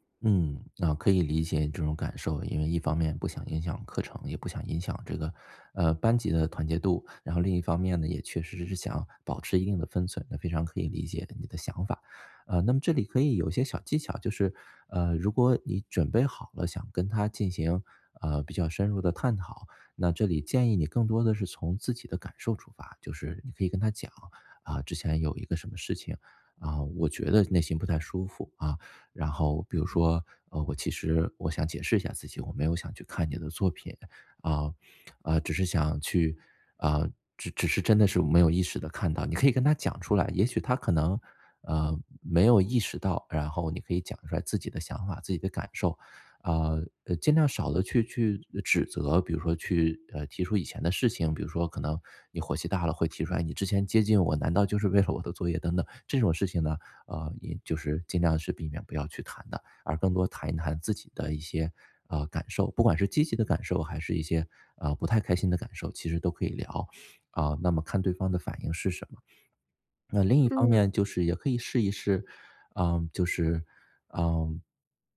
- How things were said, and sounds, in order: none
- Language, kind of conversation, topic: Chinese, advice, 我该如何与朋友清楚地设定个人界限？